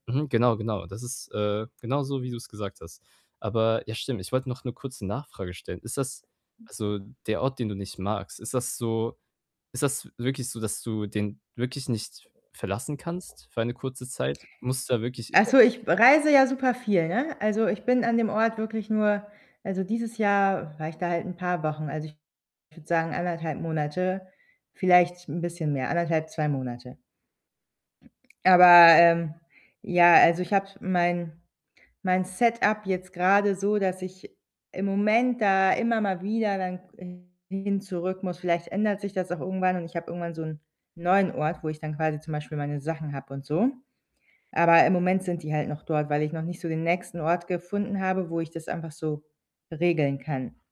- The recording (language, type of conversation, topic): German, advice, Wie kann ich im Alltag kleine Freuden bewusst wahrnehmen, auch wenn ich gestresst bin?
- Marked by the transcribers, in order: other background noise; unintelligible speech; distorted speech